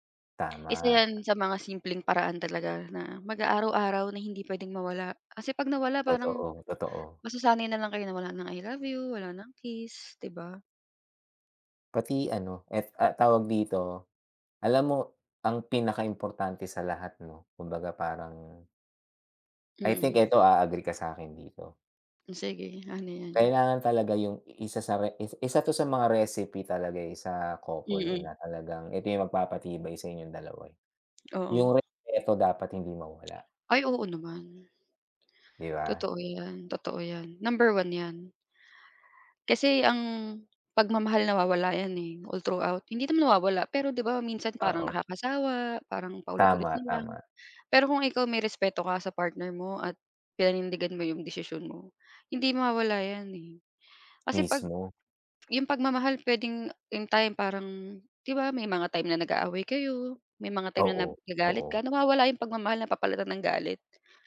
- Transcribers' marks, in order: other background noise; tapping
- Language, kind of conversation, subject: Filipino, unstructured, Paano mo ipinapakita ang pagmamahal sa iyong kapareha?